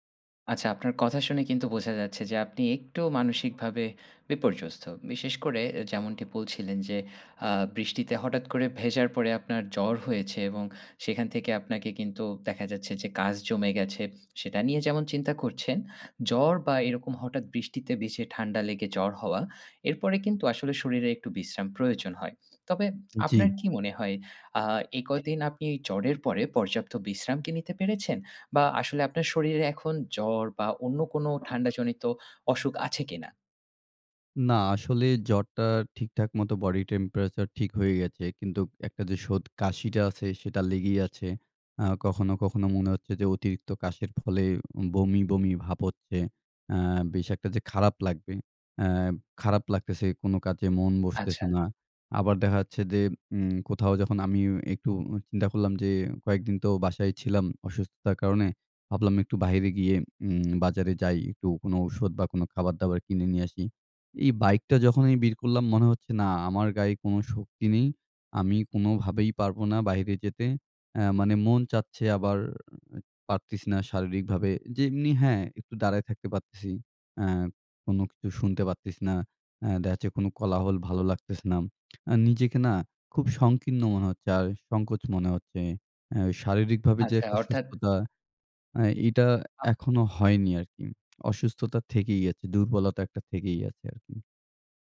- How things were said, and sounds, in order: "ভিজে" said as "বেছে"; in English: "body temperature"; "পারতেছিনা" said as "পারতিছিনা"; "পারতেছিনা" said as "পারতিছি"; "দেখা যাচ্ছে" said as "দেখাচ্ছে"
- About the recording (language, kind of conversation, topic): Bengali, advice, অসুস্থতার পর শরীর ঠিকমতো বিশ্রাম নিয়ে সেরে উঠছে না কেন?